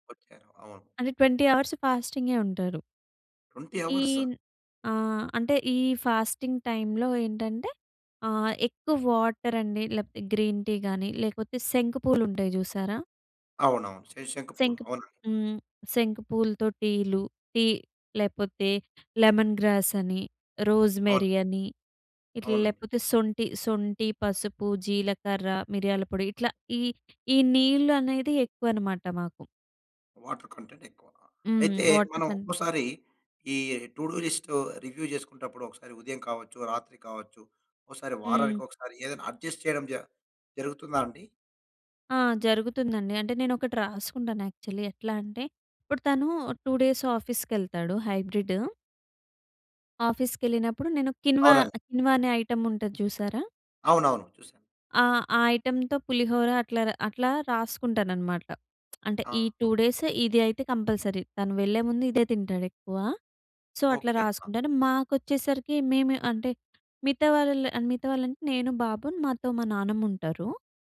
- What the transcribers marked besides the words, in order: in English: "ట్వెంటీ అవర్స్ ఫాస్టింగే"; in English: "ట్వెంటీ అవర్స్?"; in English: "ఫాస్టింగ్ టైమ్‌లో"; in English: "వాటర్"; in English: "గ్రీన్ టీ"; other background noise; in English: "లెమన్ గ్రాస్"; in English: "రోస్‌మెరీ"; in English: "వాటర్ కంటెంట్"; in English: "వాటర్ కంటెంట్"; in English: "టు డు లిస్ట్ రివ్యూ"; in English: "అడ్జస్ట్"; in English: "యాక్చువలి"; in English: "టూ డేస్"; in English: "కిన్వా, కిన్వా"; in English: "ఐటమ్"; in English: "ఐటెమ్‌తో"; tapping; in English: "టూ డేస్"; unintelligible speech; in English: "కంపల్సరీ"; in English: "సో"; other noise
- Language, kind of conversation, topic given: Telugu, podcast, నీ చేయాల్సిన పనుల జాబితాను నీవు ఎలా నిర్వహిస్తావు?